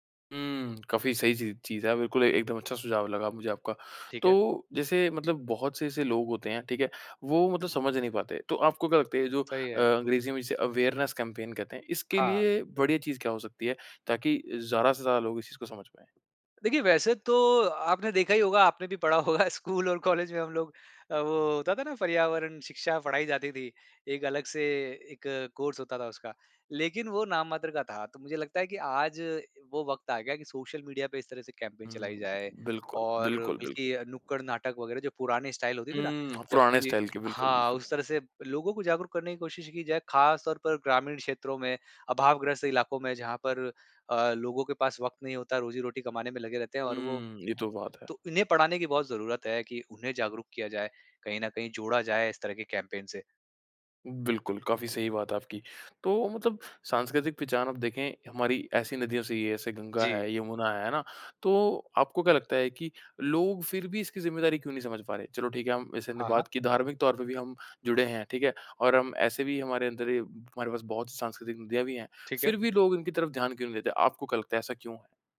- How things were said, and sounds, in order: in English: "अवेयरनेस कैंपेन"; laughing while speaking: "आपने भी पढ़ा होगा"; in English: "कोर्स"; in English: "कैंपेन"; in English: "स्टाइल"; in English: "स्टाइल"; in English: "कैंपेन"
- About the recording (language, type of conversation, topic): Hindi, podcast, गंगा जैसी नदियों की सफाई के लिए सबसे जरूरी क्या है?